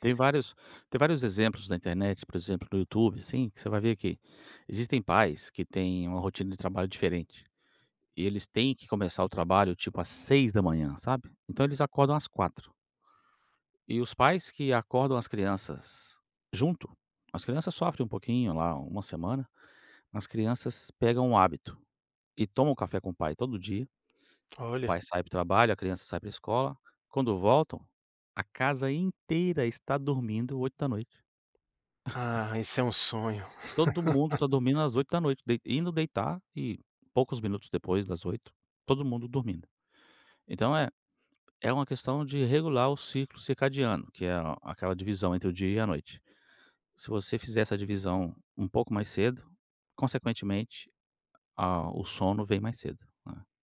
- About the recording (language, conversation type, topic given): Portuguese, advice, Como posso manter um horário de sono regular?
- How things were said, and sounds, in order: tapping; chuckle; laugh